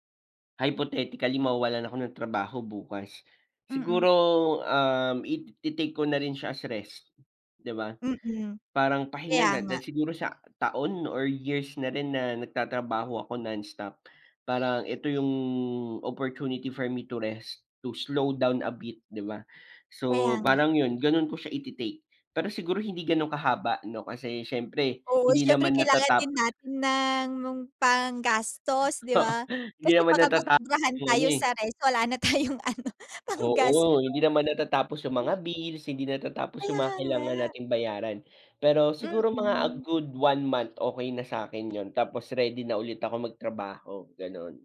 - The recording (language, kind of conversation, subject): Filipino, unstructured, Ano ang gagawin mo kung bigla kang mawalan ng trabaho bukas?
- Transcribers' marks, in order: in English: "hypothetically"; in English: "opportunity for me to rest, to slow down a bit"; tapping; laughing while speaking: "Oo"; laughing while speaking: "tayong ano, panggastos"